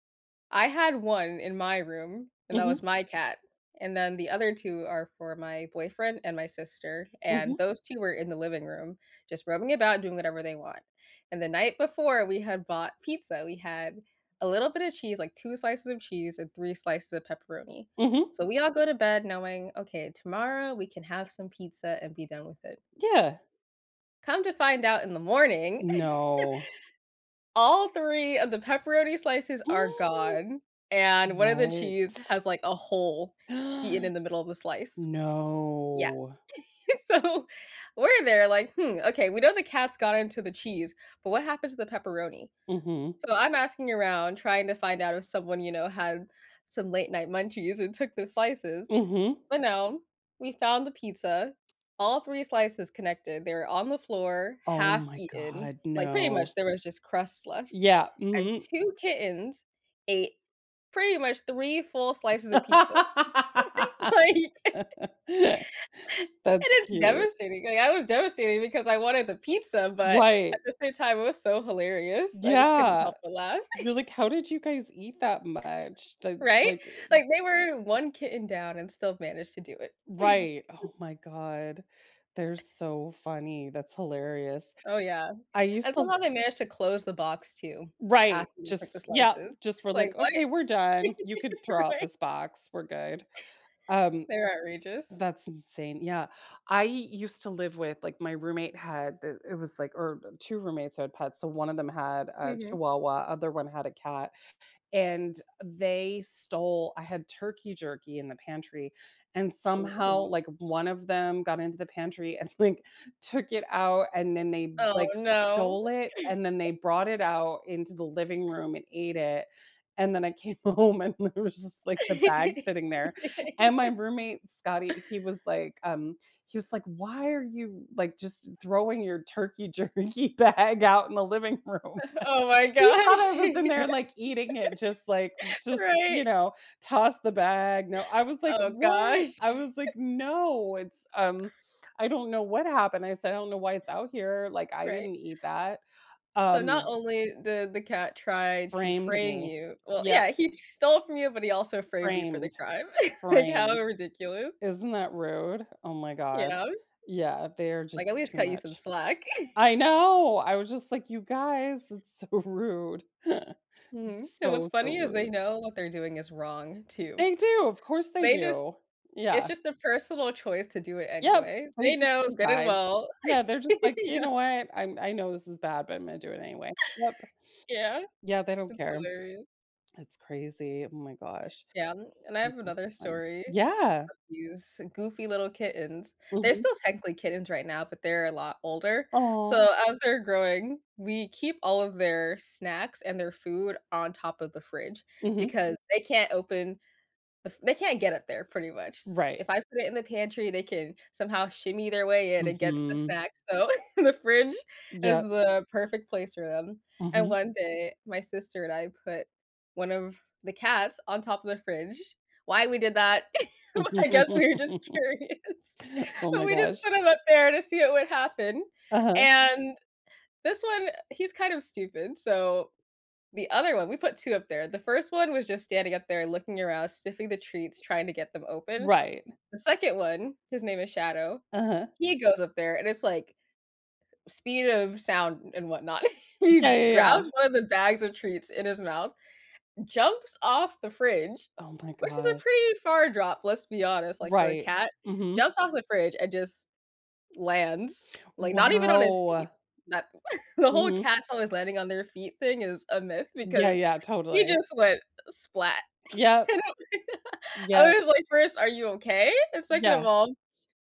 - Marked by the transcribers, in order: other background noise; giggle; gasp; gasp; drawn out: "No"; giggle; laughing while speaking: "So"; tapping; laugh; laughing while speaking: "It's like"; laugh; giggle; chuckle; laugh; laughing while speaking: "Right?"; chuckle; laughing while speaking: "like"; giggle; laughing while speaking: "came home, and there was just, like"; laugh; laughing while speaking: "jerky bag out in the living room?"; laughing while speaking: "gosh"; giggle; laugh; chuckle; giggle; laughing while speaking: "so"; laugh; giggle; chuckle; laugh; giggle; laughing while speaking: "Well, I guess we were just curious"; chuckle; chuckle; laugh; laughing while speaking: "Can't help it"; laugh
- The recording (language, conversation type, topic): English, unstructured, How can my pet help me feel better on bad days?